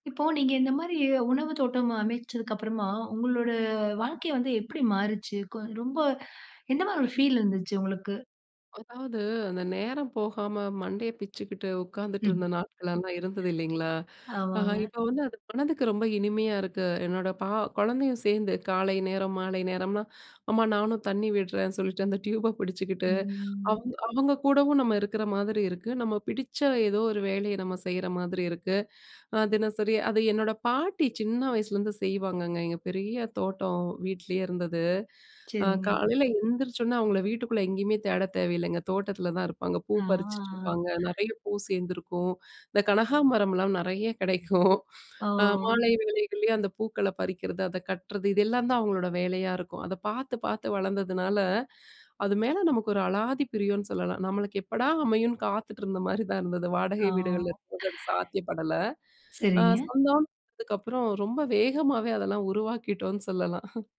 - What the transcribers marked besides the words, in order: other background noise; laughing while speaking: "அந்த டியூப பிடிச்சுக்கிட்டு"; drawn out: "ம்"; laughing while speaking: "நெறைய கிடைக்கும்"; chuckle
- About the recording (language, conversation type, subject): Tamil, podcast, சிறிய உணவுத் தோட்டம் நமது வாழ்க்கையை எப்படிப் மாற்றும்?
- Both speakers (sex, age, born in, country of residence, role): female, 30-34, India, India, host; female, 35-39, India, India, guest